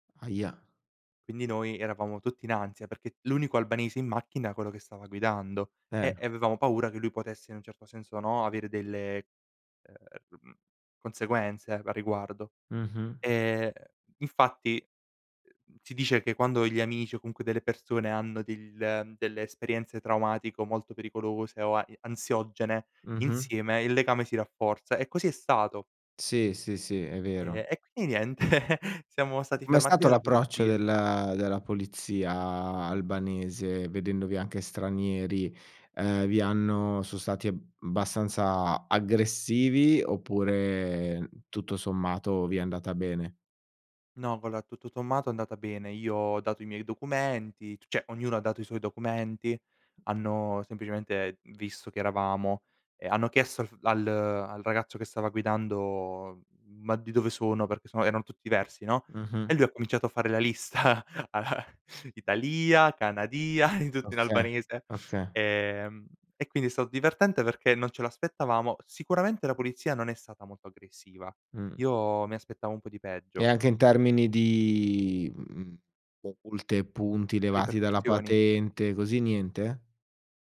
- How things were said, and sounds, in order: "era" said as "ea"; unintelligible speech; laughing while speaking: "niente"; chuckle; other background noise; "allora" said as "alloa"; "sommato" said as "tommato"; "cioè" said as "ceh"; laughing while speaking: "lista"; chuckle; put-on voice: "Italìa, Canadìa"; chuckle; laughing while speaking: "tutto in albanese"; unintelligible speech
- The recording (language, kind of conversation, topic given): Italian, podcast, Hai mai incontrato qualcuno in viaggio che ti ha segnato?